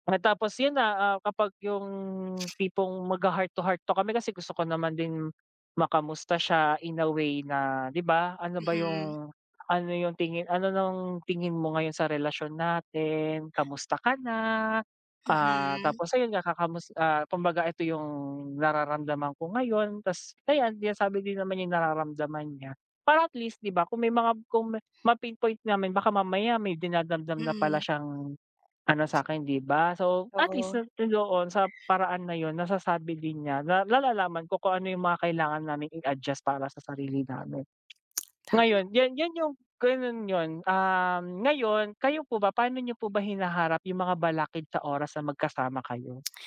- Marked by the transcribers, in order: other background noise; tapping
- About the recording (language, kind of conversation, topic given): Filipino, unstructured, Ano ang pinakamahalaga sa inyo kapag nagkakaroon kayo ng oras na magkasama?